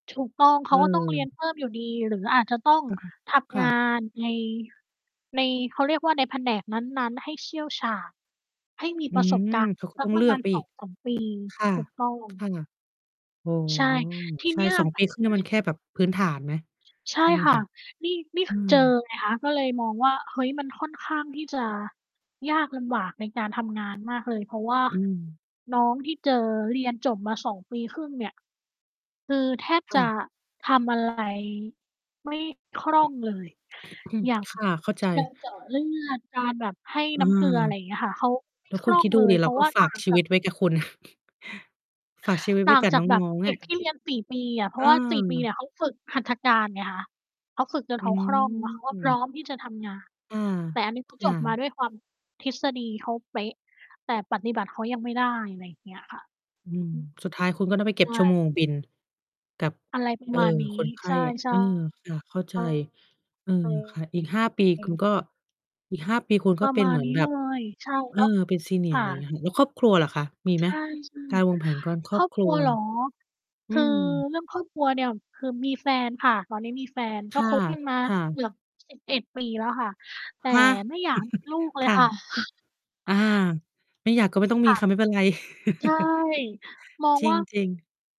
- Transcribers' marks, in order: mechanical hum; unintelligible speech; other background noise; distorted speech; throat clearing; chuckle; other noise; tapping; unintelligible speech; chuckle; laugh
- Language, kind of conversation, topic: Thai, unstructured, คุณอยากเห็นตัวเองทำอะไรในอีกห้าปีข้างหน้า?